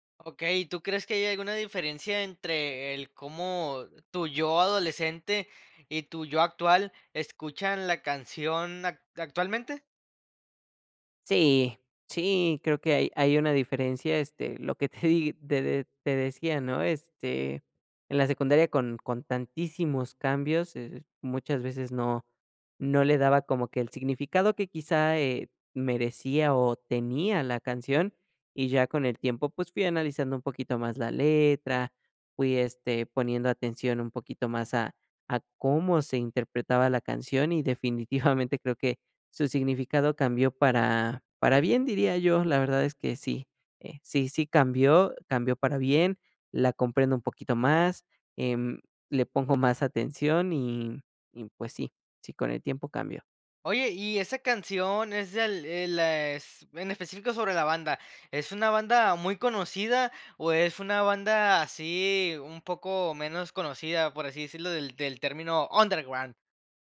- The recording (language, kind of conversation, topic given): Spanish, podcast, ¿Qué canción sientes que te definió durante tu adolescencia?
- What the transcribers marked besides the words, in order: laughing while speaking: "que te di"; laughing while speaking: "definitivamente"; in English: "underground?"